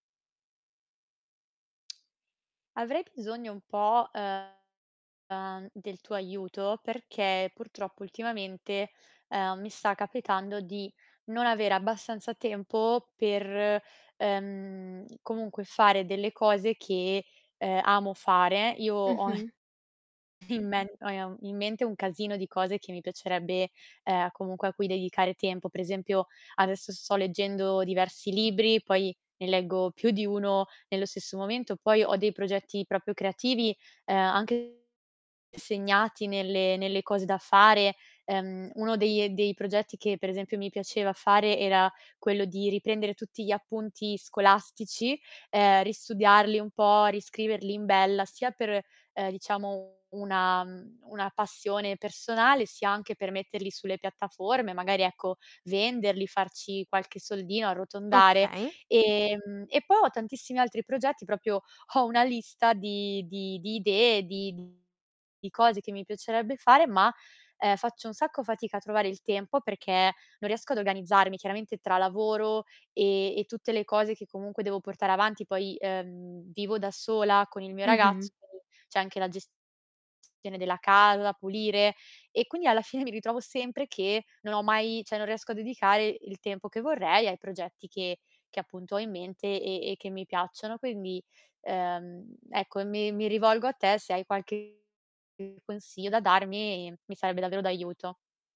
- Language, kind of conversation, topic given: Italian, advice, Come posso ritagliarmi del tempo costante per portare avanti i miei progetti creativi?
- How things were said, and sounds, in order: static; other background noise; distorted speech; unintelligible speech; "proprio" said as "propio"; tapping